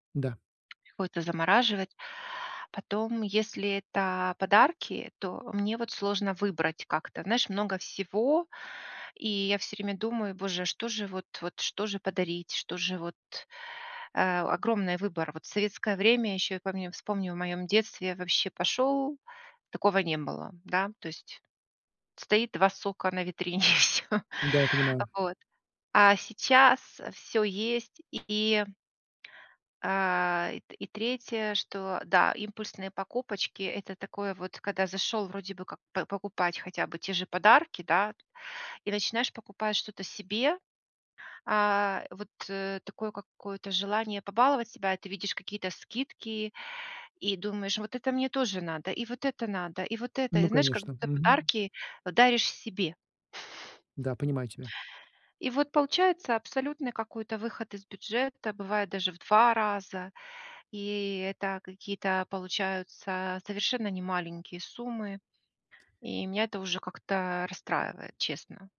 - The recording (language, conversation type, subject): Russian, advice, Почему я чувствую растерянность, когда иду за покупками?
- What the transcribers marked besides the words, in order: chuckle; tapping